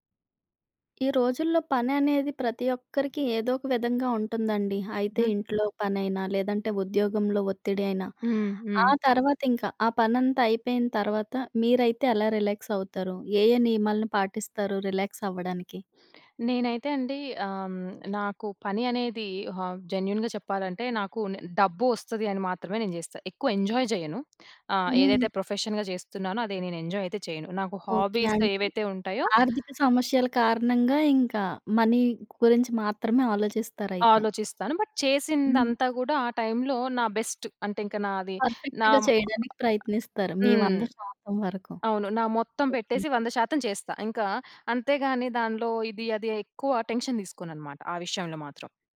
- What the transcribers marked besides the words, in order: tapping; in English: "జెన్యూన్‌గా"; in English: "ఎంజాయ్"; in English: "ప్రొఫెషన్‌గా"; in English: "హాబీస్"; in English: "మనీ"; in English: "బట్"; in English: "బెస్ట్"; in English: "పర్ఫెక్ట్‌గా"; other noise; in English: "టెన్షన్"
- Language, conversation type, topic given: Telugu, podcast, పని తర్వాత మీరు ఎలా విశ్రాంతి పొందుతారు?